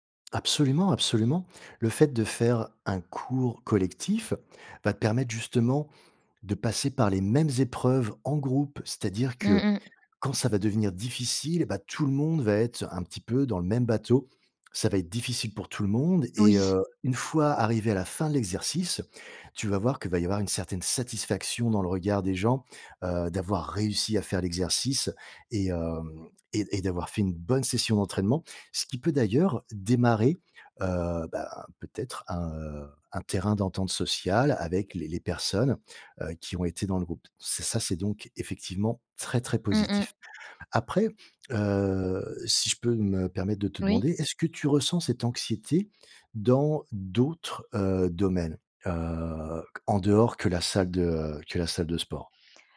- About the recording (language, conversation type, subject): French, advice, Comment gérer l’anxiété à la salle de sport liée au regard des autres ?
- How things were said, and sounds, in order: other background noise